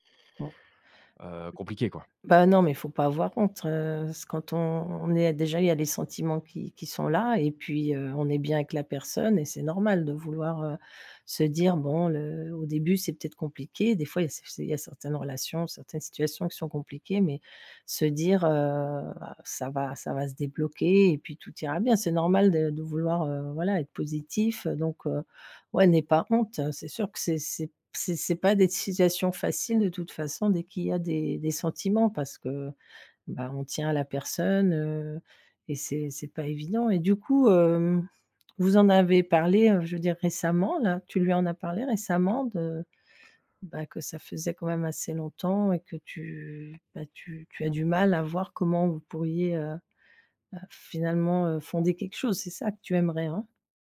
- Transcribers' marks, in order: other background noise
- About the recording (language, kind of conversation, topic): French, advice, Comment mettre fin à une relation de longue date ?
- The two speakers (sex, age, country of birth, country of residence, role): female, 50-54, France, France, advisor; male, 35-39, France, France, user